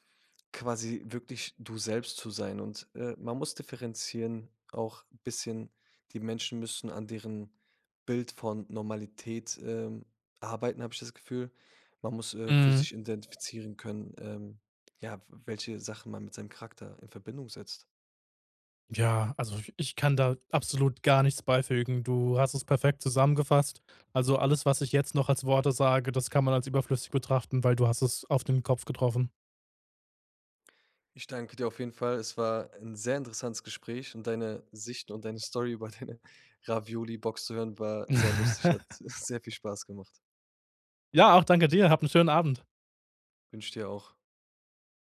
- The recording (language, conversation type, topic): German, podcast, Hast du eine lustige oder peinliche Konzertanekdote aus deinem Leben?
- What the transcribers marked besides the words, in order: laughing while speaking: "deine"; laugh; laughing while speaking: "viel"